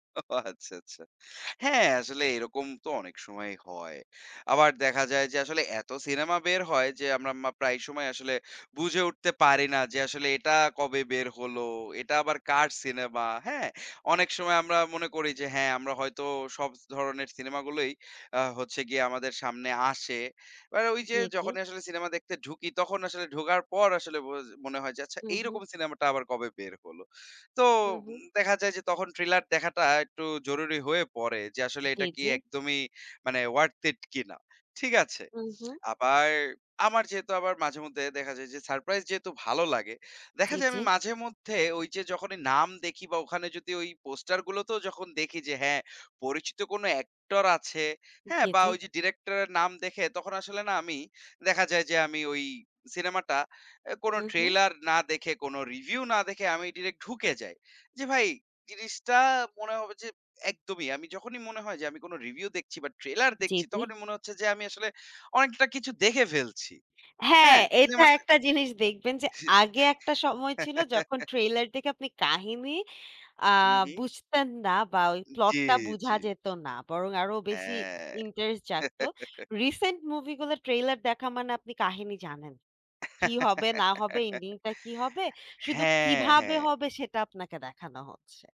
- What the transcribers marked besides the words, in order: in English: "ওয়ার্থ ইট"; unintelligible speech; laugh; laugh; laugh
- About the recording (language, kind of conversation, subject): Bengali, unstructured, কেন কিছু সিনেমা দর্শকদের মধ্যে অপ্রয়োজনীয় গরমাগরম বিতর্ক সৃষ্টি করে?